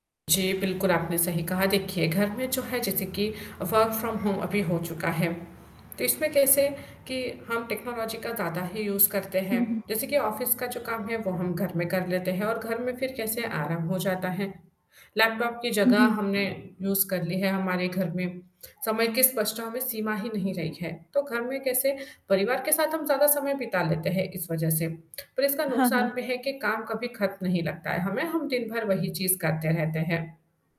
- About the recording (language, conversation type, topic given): Hindi, podcast, आपके अनुभव में टेक्नोलॉजी ने घर की बातचीत और रोज़मर्रा की ज़िंदगी को कैसे बदला है?
- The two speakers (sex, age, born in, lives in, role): female, 25-29, India, India, guest; female, 25-29, India, India, host
- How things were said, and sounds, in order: static; in English: "वर्क फ्रॉम होम"; in English: "टेक्नोलॉजी"; in English: "यूज़"; in English: "ऑफिस"; other background noise; in English: "यूज़"